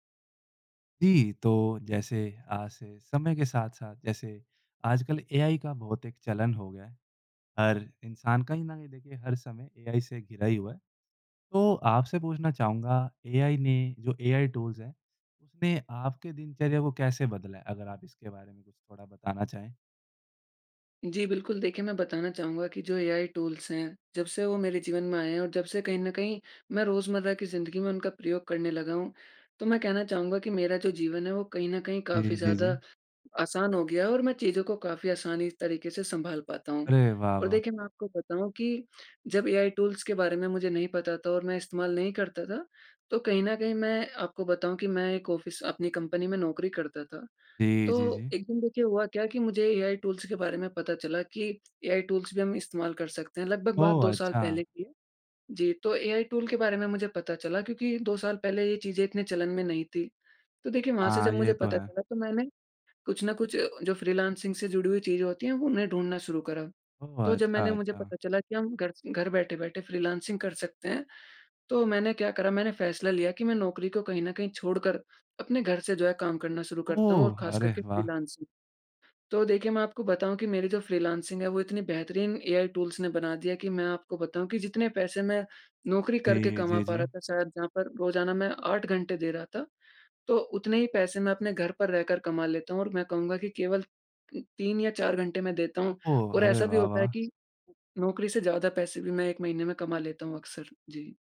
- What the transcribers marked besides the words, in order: in English: "ऑफिस"
- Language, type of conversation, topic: Hindi, podcast, एआई उपकरणों ने आपकी दिनचर्या कैसे बदली है?